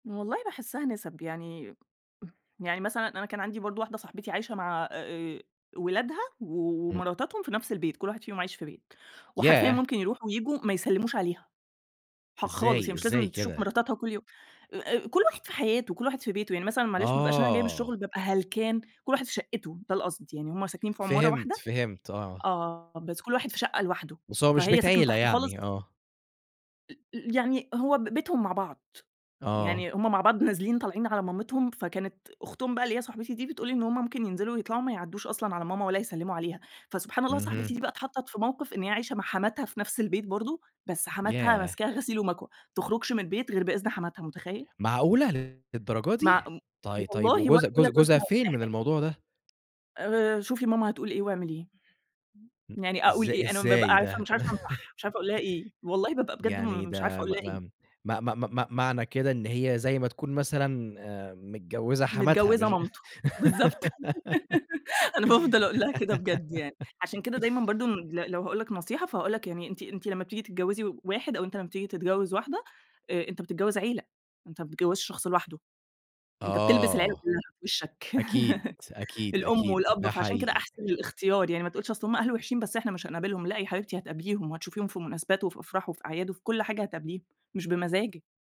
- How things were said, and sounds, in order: other noise; tapping; chuckle; laugh; laugh; laugh
- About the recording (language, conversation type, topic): Arabic, podcast, إزاي بتتعاملوا مع تدخل أهل الشريك في خصوصياتكم؟